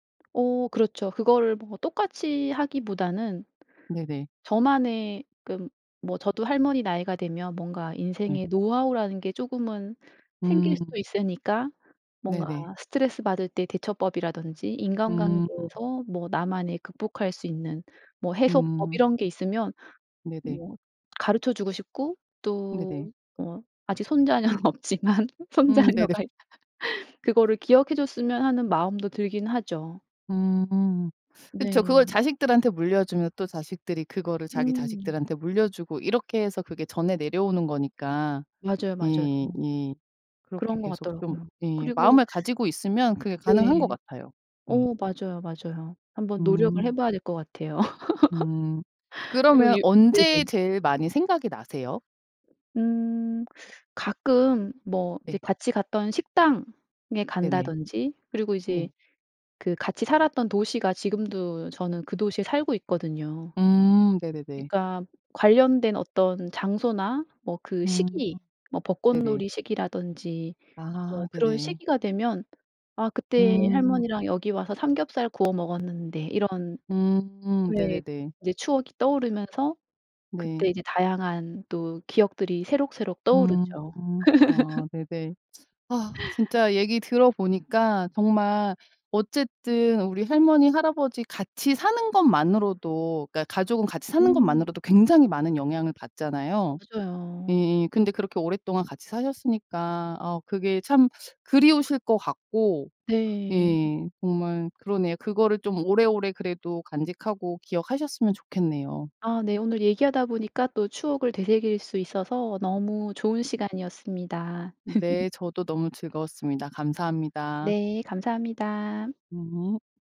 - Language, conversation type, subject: Korean, podcast, 할머니·할아버지에게서 배운 문화가 있나요?
- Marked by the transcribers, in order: tapping; laughing while speaking: "손자녀는 없지만 손자녀가"; laugh; laugh; other background noise; laugh; laugh